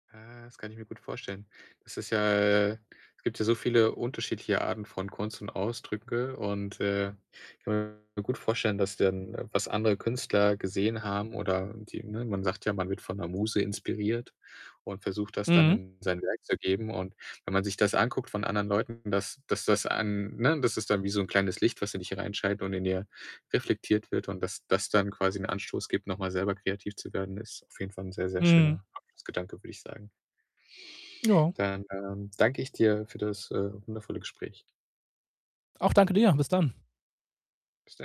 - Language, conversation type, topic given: German, podcast, Wie findest du neue Ideen für Songs oder Geschichten?
- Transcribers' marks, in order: distorted speech; other background noise